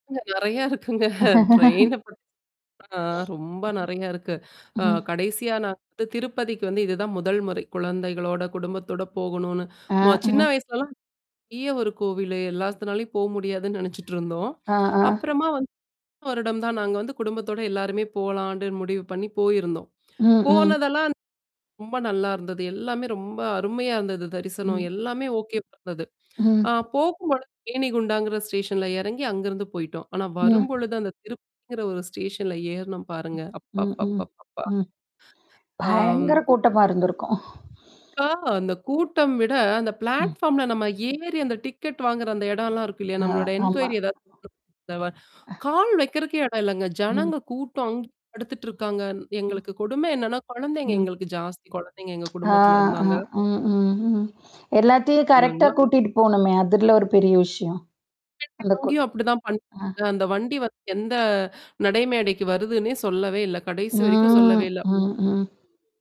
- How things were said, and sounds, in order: laughing while speaking: "அங்க நெறையா இருக்குங்க"; distorted speech; laugh; sniff; tapping; inhale; drawn out: "அப்பப்பப்பப்பப்பா"; mechanical hum; sniff; in English: "பிளாட்பார்ம்ல"; in English: "என்கயரி"; other noise; unintelligible speech; tsk; singing: "ம், ம், ம்"; unintelligible speech; static; drawn out: "ம்"
- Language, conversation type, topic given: Tamil, podcast, பேருந்து அல்லது ரயில் ரத்து செய்யப்பட்டபோது, நீங்கள் உங்கள் பயண ஏற்பாடுகளை எப்படி மாற்றினீர்கள்?